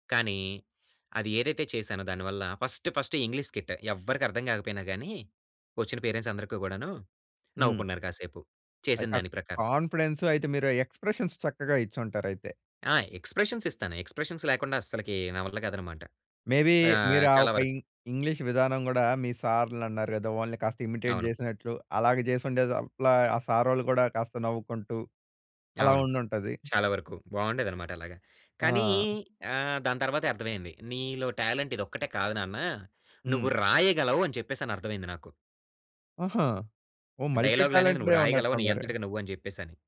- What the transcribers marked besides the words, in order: in English: "ఫస్ట్ ఫస్ట్ ఇంగ్లీష్ స్కిట్"; in English: "పేరెంట్స్"; other background noise; in English: "కాన్ఫిడెన్స్"; in English: "ఎక్స్‌ప్రేషన్స్"; in English: "ఎక్స్‌ప్రేషన్స్"; in English: "ఎక్స్‌ప్రేషన్స్"; in English: "మే బీ"; in English: "ఇమిటేట్"; in English: "టాలెంట్"
- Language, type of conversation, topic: Telugu, podcast, కొత్త ఆలోచనలు రావడానికి మీరు ఏ పద్ధతులను అనుసరిస్తారు?